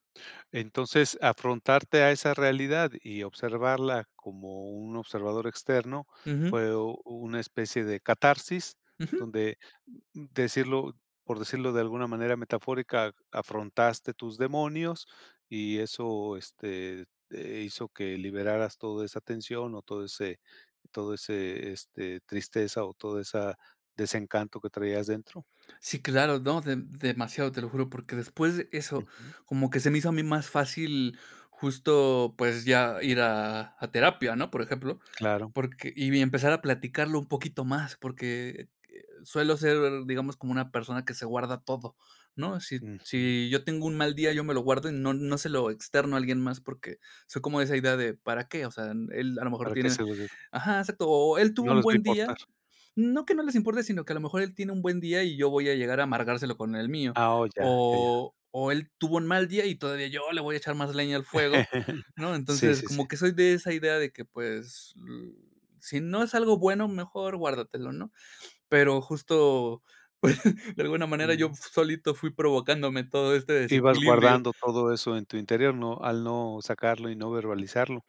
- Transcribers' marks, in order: unintelligible speech; laugh; other background noise; laughing while speaking: "pues"
- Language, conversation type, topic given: Spanish, podcast, ¿Cómo manejar los pensamientos durante la práctica?